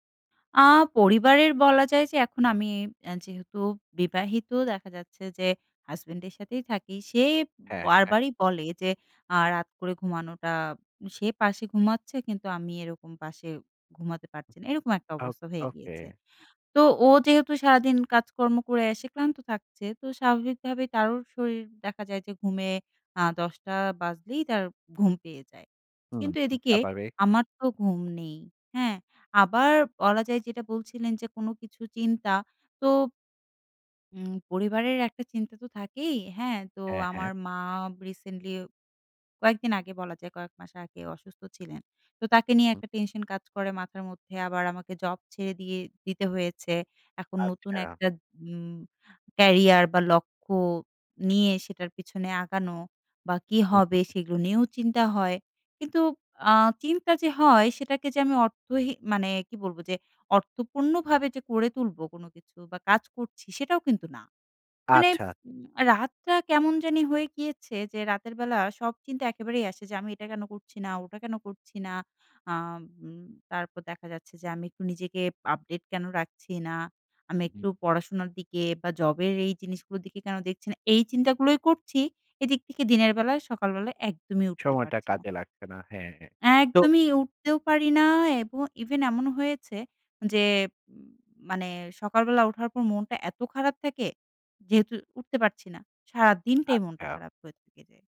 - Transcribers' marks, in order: none
- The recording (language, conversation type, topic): Bengali, advice, ঘুমের অনিয়ম: রাতে জেগে থাকা, সকালে উঠতে না পারা